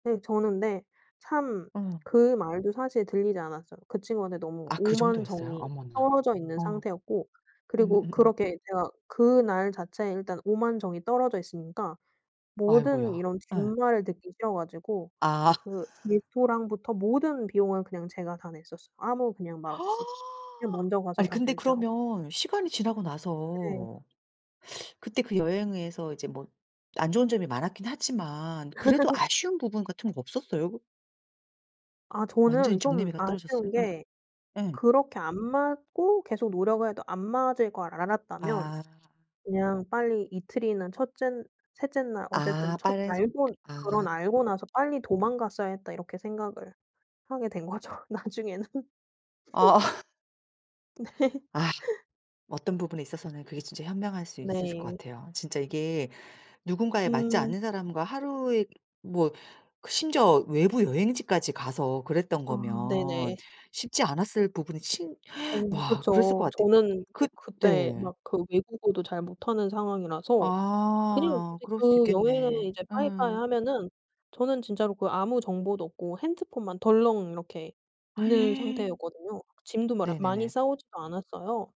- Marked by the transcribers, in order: laugh; gasp; tapping; teeth sucking; laugh; other background noise; laughing while speaking: "나중에는"; laugh; laughing while speaking: "네"; gasp; gasp
- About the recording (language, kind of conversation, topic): Korean, podcast, 가장 기억에 남는 여행 이야기를 들려주실래요?